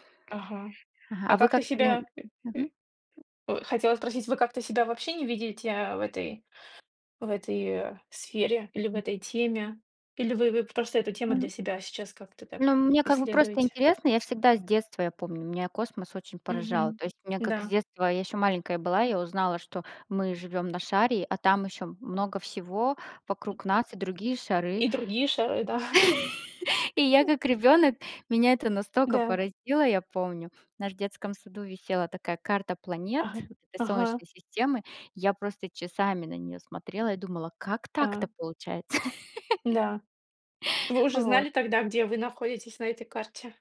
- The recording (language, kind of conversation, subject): Russian, unstructured, Почему людей интересуют космос и исследования планет?
- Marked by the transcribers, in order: other background noise; tapping; chuckle; other noise; "настолько" said as "настока"; chuckle